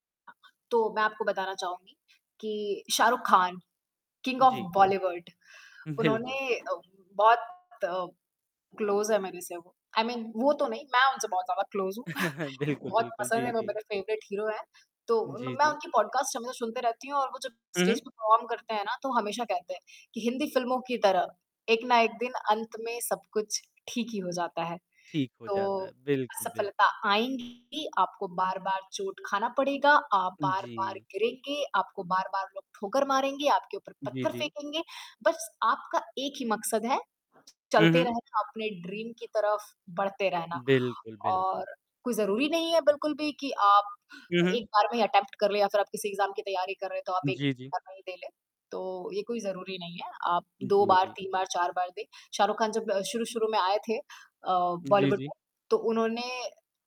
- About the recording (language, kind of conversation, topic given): Hindi, podcast, सपनों को हकीकत में कैसे बदला जा सकता है?
- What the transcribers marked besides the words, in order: static; other background noise; in English: "किंग ऑफ"; in English: "क्लोज"; laughing while speaking: "बिल्कुल"; in English: "आई मीन"; in English: "क्लोज"; chuckle; in English: "फेवरेट"; in English: "परफॉर्म"; distorted speech; tapping; in English: "ड्रीम"; horn; in English: "अटेम्प्ट"; in English: "एग्जाम"